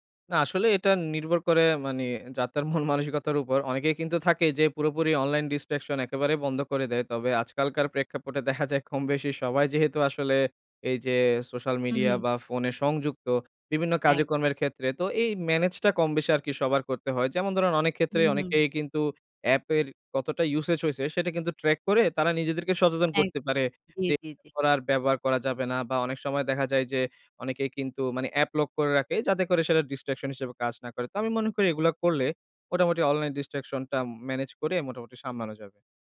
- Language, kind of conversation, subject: Bengali, podcast, অনলাইন বিভ্রান্তি সামলাতে তুমি কী করো?
- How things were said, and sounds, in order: laughing while speaking: "মন-মানসিকতার উপর"; in English: "online distraction"; in English: "usage"; in English: "track"; in English: "অ্যাপ লক"; in English: "distraction"; in English: "online distraction"